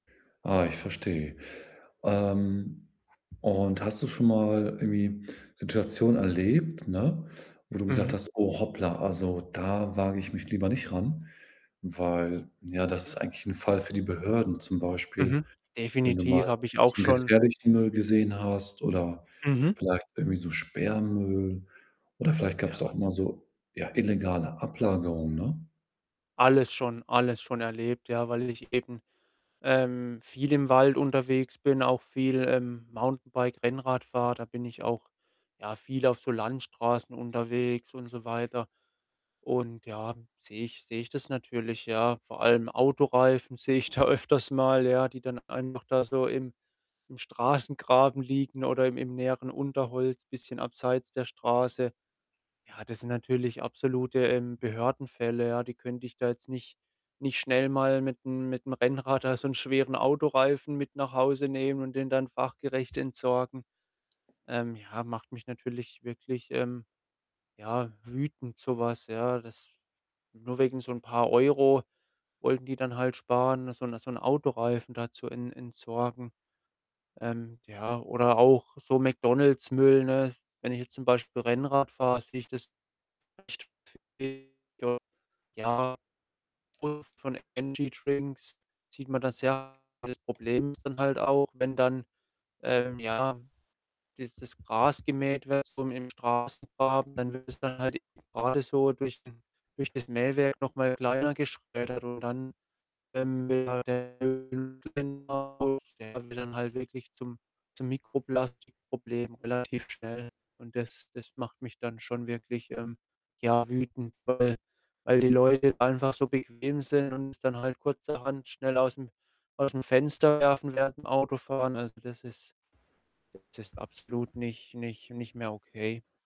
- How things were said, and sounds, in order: other background noise; distorted speech; static; laughing while speaking: "öfters mal"; unintelligible speech; unintelligible speech
- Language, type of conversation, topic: German, podcast, Wie reagierst du, wenn du in der Natur Müll entdeckst?